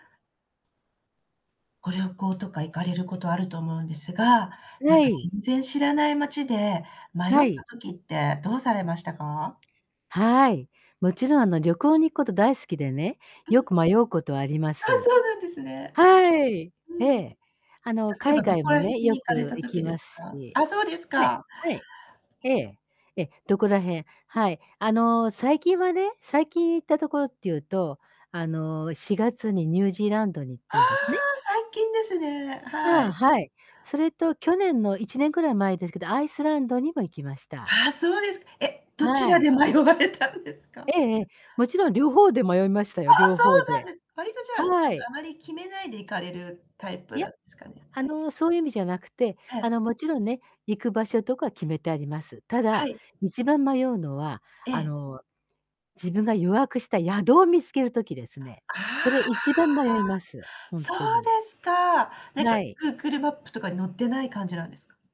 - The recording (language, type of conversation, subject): Japanese, podcast, 知らない町で道に迷ったとき、どうしましたか？
- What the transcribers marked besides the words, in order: static; distorted speech; tapping; laughing while speaking: "迷われたんですか？"; "予約" said as "よわく"